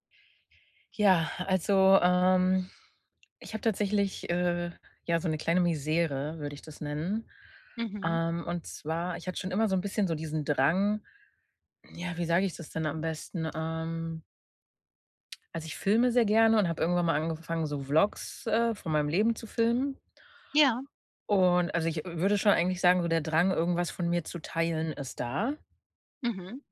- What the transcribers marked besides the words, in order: other background noise
- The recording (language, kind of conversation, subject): German, advice, Wann fühlst du dich unsicher, deine Hobbys oder Interessen offen zu zeigen?